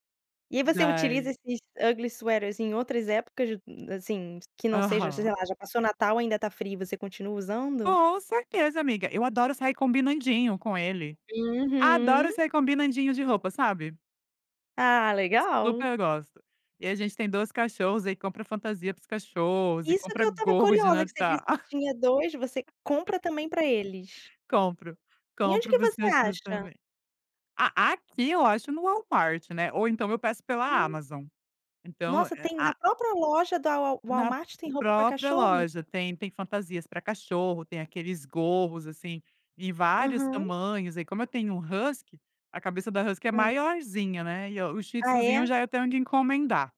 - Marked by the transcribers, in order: in English: "ugly sweaters"; stressed: "Com certeza"; laugh
- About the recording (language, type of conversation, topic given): Portuguese, podcast, Me conta uma tradição de família que você mantém até hoje?